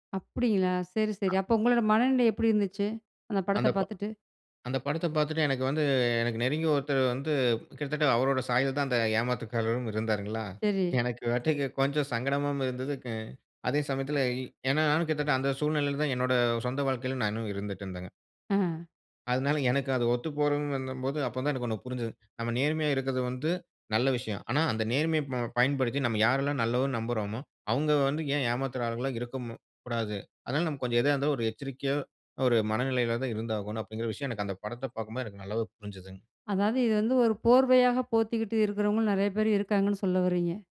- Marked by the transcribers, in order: surprised: "அப்பிடிங்களா!"
- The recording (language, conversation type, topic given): Tamil, podcast, நேர்மை நம்பிக்கைக்கு எவ்வளவு முக்கியம்?